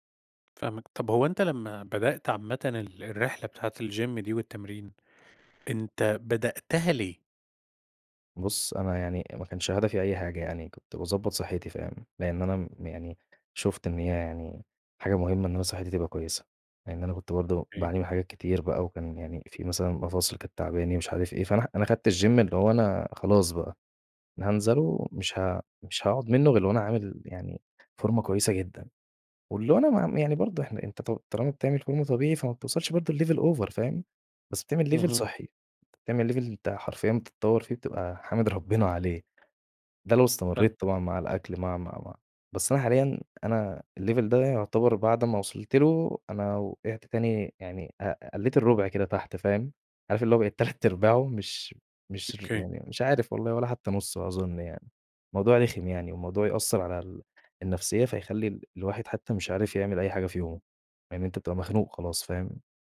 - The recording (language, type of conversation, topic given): Arabic, advice, إزاي أقدر أستمر على جدول تمارين منتظم من غير ما أقطع؟
- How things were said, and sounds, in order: tapping; in English: "الGym"; in English: "الGym"; in English: "لLevel over"; in English: "Level"; in English: "Level"; laughing while speaking: "حامد ربنا"; in English: "الLevel"; laughing while speaking: "تلات أرباعه"